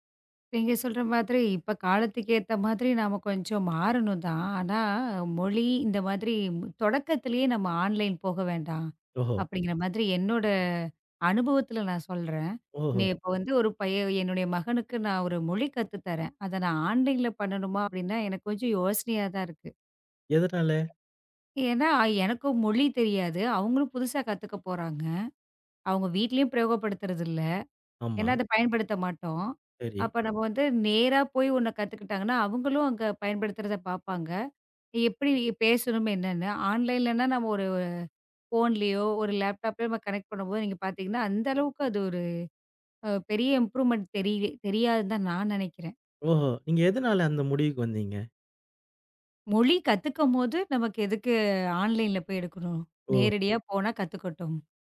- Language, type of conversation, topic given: Tamil, podcast, நீங்கள் இணைய வழிப் பாடங்களையா அல்லது நேரடி வகுப்புகளையா அதிகம் விரும்புகிறீர்கள்?
- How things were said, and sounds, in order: in English: "ஆன்லைன்"; drawn out: "ஓஹோ!"; in English: "ஆன்லைன்ல"; in English: "ஆன்லைன்ல"; in English: "கனெக்ட்"; in English: "இம்ப்ரூவ்மெண்ட்"; in English: "ஆன்லைன்ல"; tapping